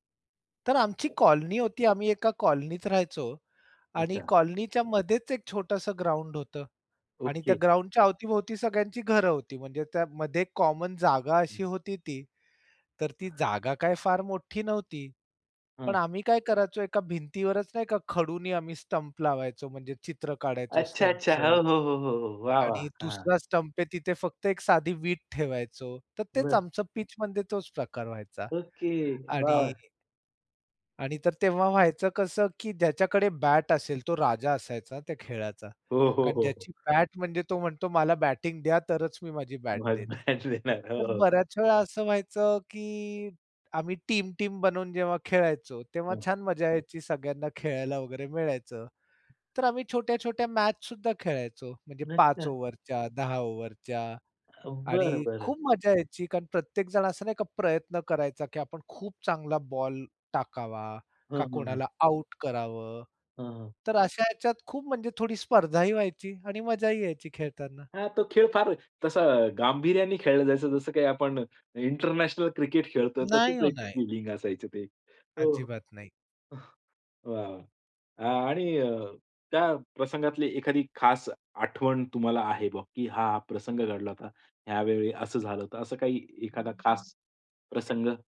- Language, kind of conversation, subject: Marathi, podcast, लहानपणी तुम्हाला सर्वात जास्त कोणता खेळ आवडायचा?
- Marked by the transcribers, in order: other background noise; in English: "कॉमन"; unintelligible speech; laughing while speaking: "देणार"; in English: "टीम-टीम"; tapping